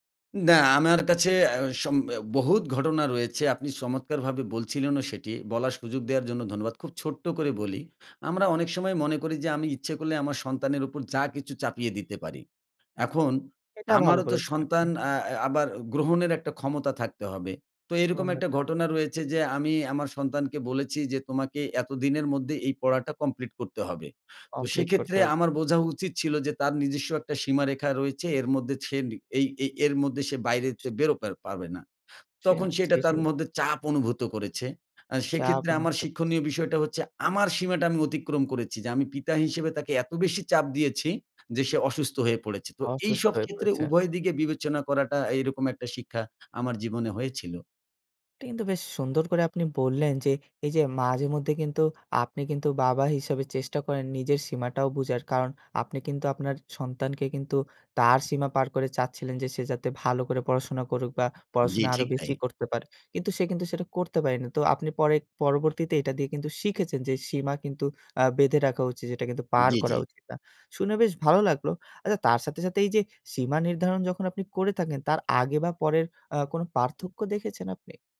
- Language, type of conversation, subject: Bengali, podcast, নিজের সীমা নির্ধারণ করা কীভাবে শিখলেন?
- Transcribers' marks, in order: tapping; lip smack; lip smack; horn